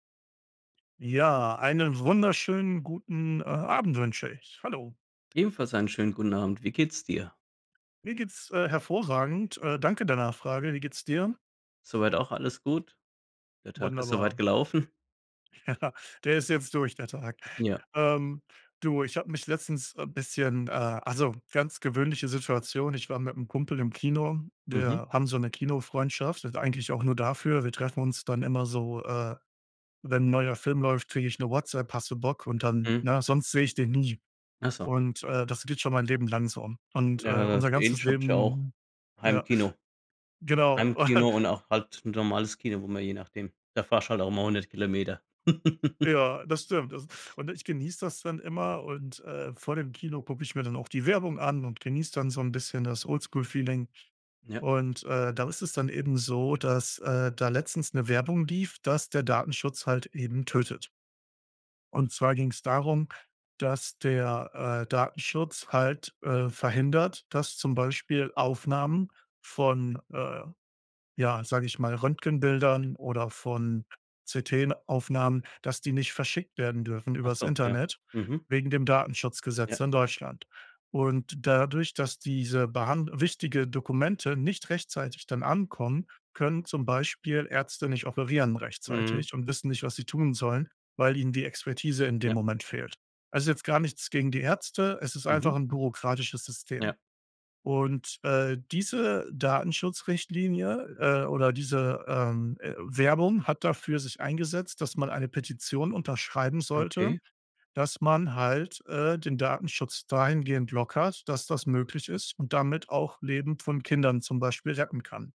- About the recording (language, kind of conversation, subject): German, unstructured, Wie wichtig ist dir Datenschutz im Internet?
- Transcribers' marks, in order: laughing while speaking: "Ja"; laugh; laugh; "CT-Aufnahmen" said as "CTen-Aufnahmen"